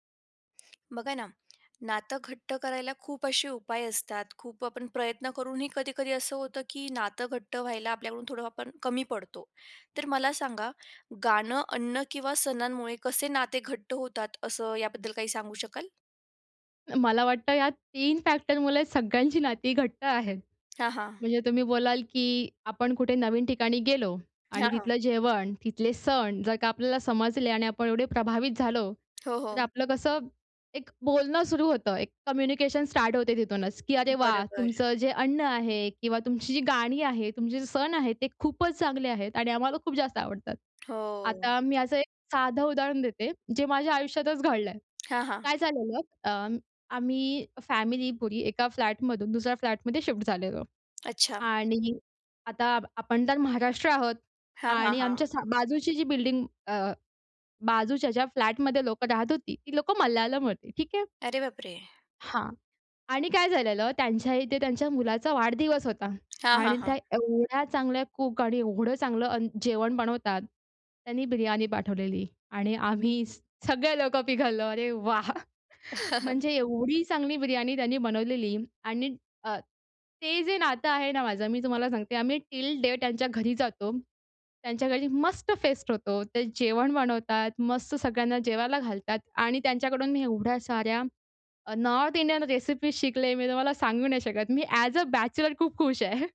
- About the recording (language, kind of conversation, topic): Marathi, podcast, गाणं, अन्न किंवा सणांमुळे नाती कशी घट्ट होतात, सांगशील का?
- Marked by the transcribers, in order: tapping; lip smack; in English: "फॅक्टरमुळे"; in English: "कम्युनिकेशन स्टार्ट"; in English: "फॅमिली"; surprised: "अरे बाप रे!"; in English: "कूक"; anticipating: "सगळे लोकं पिघललो"; laughing while speaking: "अरे वाह!"; chuckle; in English: "टिल डे"; in English: "फेस्ट"; in English: "नॉर्थ इंडियन रेसिपीज"; in English: "ॲज अ, बॅचलर"; laughing while speaking: "खूप खुश आहे"